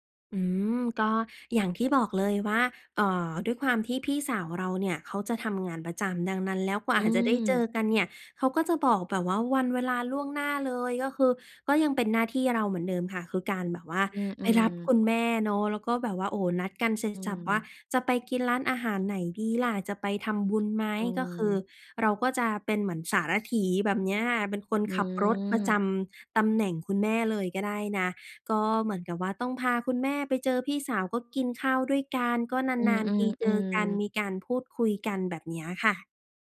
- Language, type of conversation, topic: Thai, podcast, จะจัดสมดุลงานกับครอบครัวอย่างไรให้ลงตัว?
- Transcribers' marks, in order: none